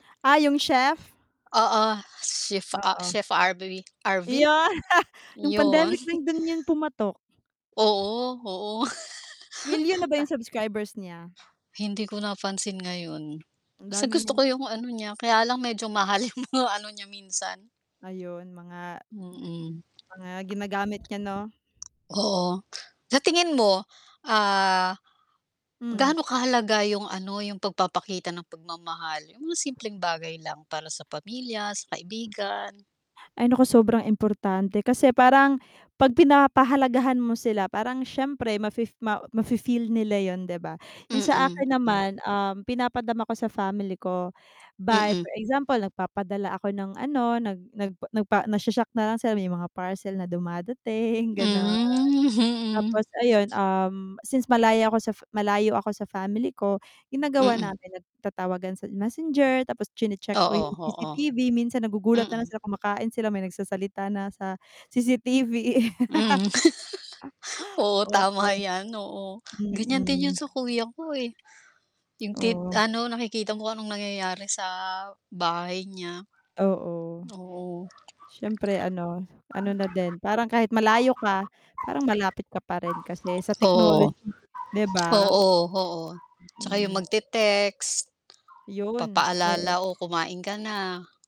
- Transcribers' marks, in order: static; laughing while speaking: "Iyon"; chuckle; other background noise; wind; chuckle; laughing while speaking: "mahal yung mga"; tapping; swallow; laughing while speaking: "mhm"; laughing while speaking: "dumadating"; chuckle; tongue click; laugh; dog barking; distorted speech; tongue click
- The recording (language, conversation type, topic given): Filipino, unstructured, Paano mo ipinapakita ang pagmamahal sa pamilya araw-araw?